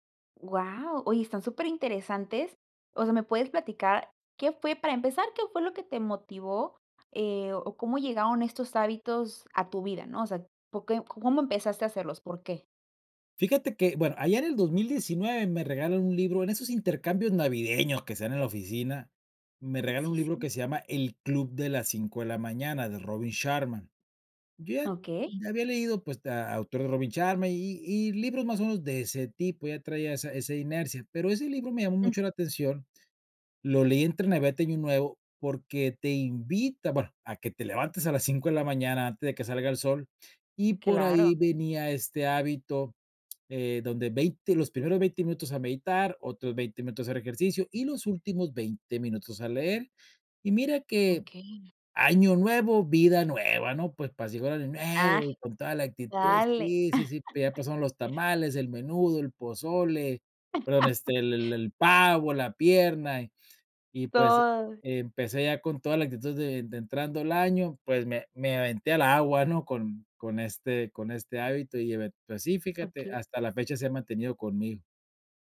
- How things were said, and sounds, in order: tapping; unintelligible speech; laugh; laugh
- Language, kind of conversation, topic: Spanish, podcast, ¿Qué hábito pequeño te ayudó a cambiar para bien?